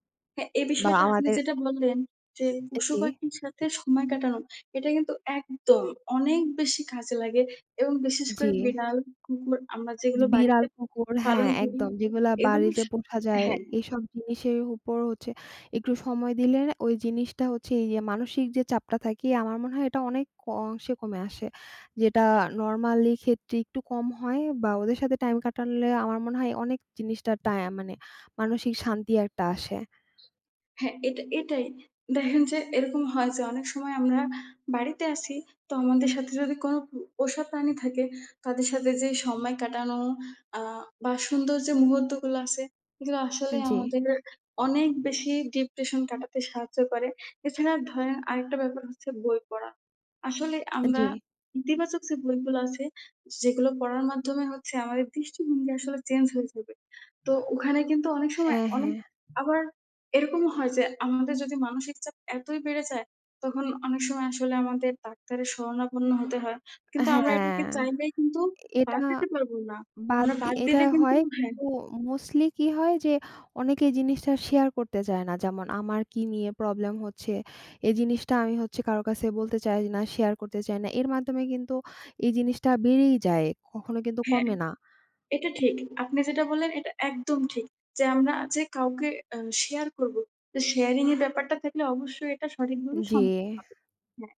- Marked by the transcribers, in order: other background noise; tapping; unintelligible speech; unintelligible speech; tsk; tsk
- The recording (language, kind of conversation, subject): Bengali, unstructured, আপনি মানসিক চাপের সঙ্গে কীভাবে মানিয়ে চলেন?